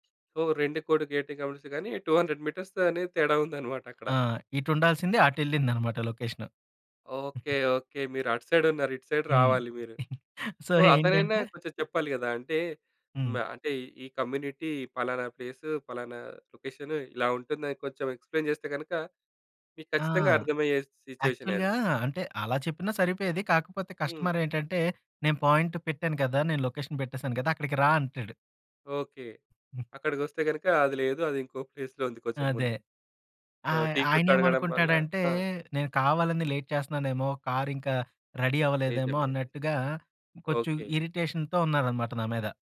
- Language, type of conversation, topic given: Telugu, podcast, GPS పని చేయకపోతే మీరు దారి ఎలా కనుగొన్నారు?
- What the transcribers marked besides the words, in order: in English: "గేటెడ్"; in English: "టూ హండ్రెడ్ మీటర్స్"; giggle; in English: "సైడ్"; giggle; in English: "సో"; in English: "సో"; in English: "కమ్యూనిటీ"; in English: "ఎక్స్‌ప్లైన్"; in English: "యాక్చువల్‌గా"; in English: "లొకేషన్"; in English: "ఫేజ్‌లో"; in English: "సో"; in English: "లేట్"; in English: "రెడీ"; in English: "ఇరిటేషన్‌తో"